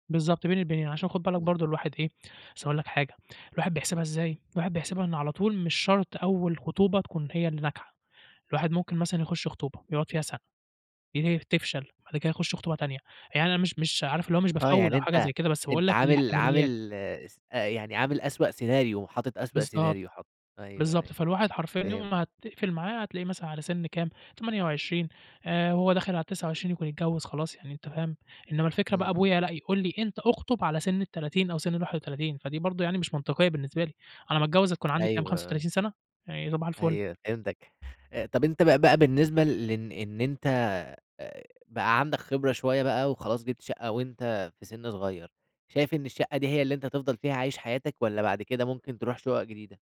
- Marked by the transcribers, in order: tapping; unintelligible speech
- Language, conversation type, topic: Arabic, podcast, إيه كان إحساسك أول ما اشتريت بيتك؟